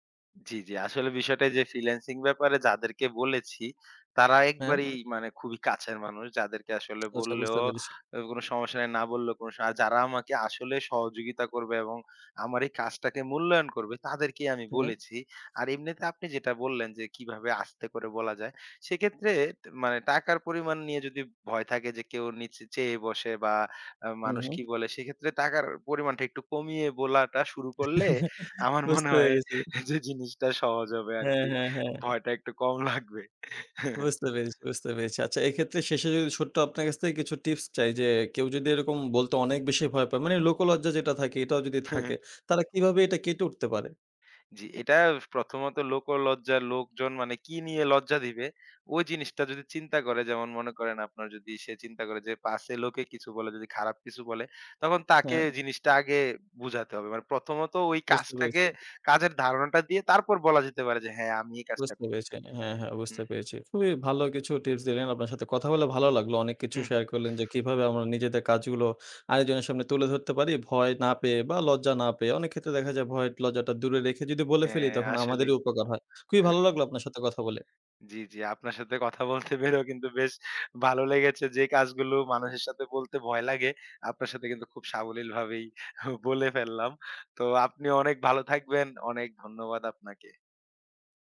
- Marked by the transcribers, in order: chuckle; laughing while speaking: "আমার মনে হয় যে, জিনিসটা সহজ হবে আরকি। ভয়টা একটু কম লাগবে"; "ছোট্ট" said as "সোট্ট"; chuckle; laughing while speaking: "সাথে কথা বলতে পেরেও কিন্তু বেশ ভালো লেগেছে"; laughing while speaking: "হু, বলে ফেললাম"
- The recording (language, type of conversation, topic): Bengali, podcast, নিজের কাজ নিয়ে কথা বলতে ভয় লাগে কি?